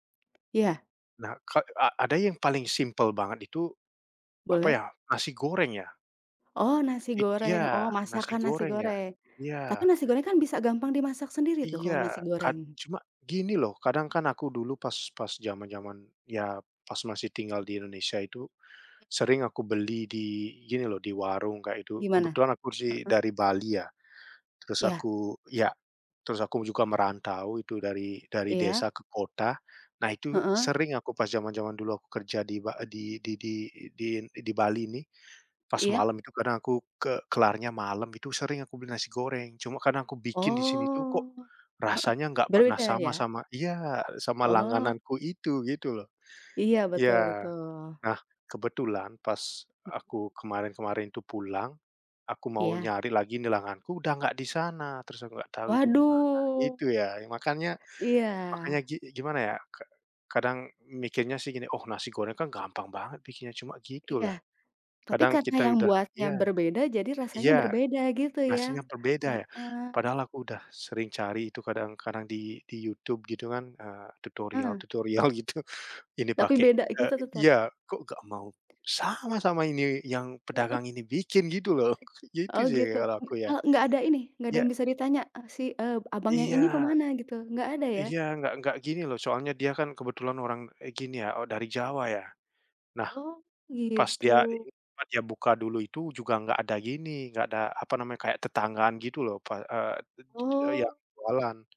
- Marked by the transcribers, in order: other background noise; tapping; laughing while speaking: "tutorial-tutorial gitu"; chuckle; other noise
- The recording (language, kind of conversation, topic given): Indonesian, unstructured, Makanan apa yang selalu kamu rindukan saat jauh dari rumah?